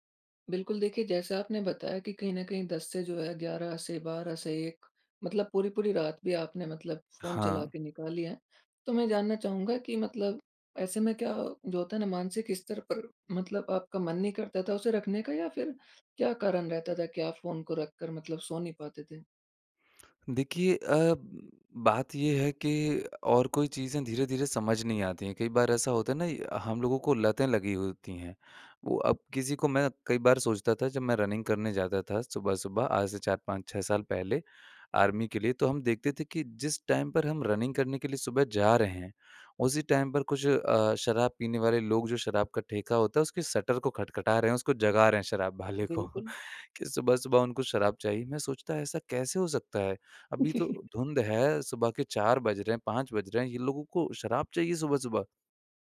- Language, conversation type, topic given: Hindi, podcast, रात में फोन इस्तेमाल करने से आपकी नींद और मूड पर क्या असर पड़ता है?
- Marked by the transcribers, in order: hiccup; in English: "रनिंग"; in English: "टाइम"; in English: "रनिंग"; in English: "टाइम"; chuckle; laugh